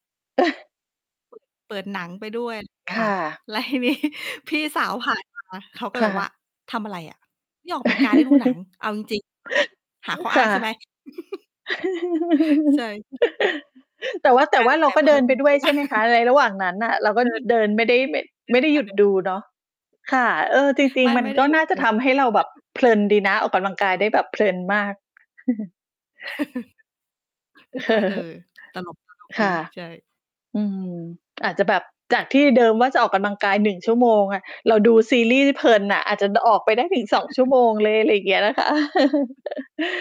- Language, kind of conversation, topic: Thai, unstructured, การใช้โซเชียลมีเดียมากเกินไปทำให้เสียเวลาหรือไม่?
- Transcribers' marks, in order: chuckle; distorted speech; other background noise; laughing while speaking: "นี้"; tapping; chuckle; chuckle; mechanical hum; chuckle; laughing while speaking: "ไม่ได้"; unintelligible speech; chuckle; chuckle; chuckle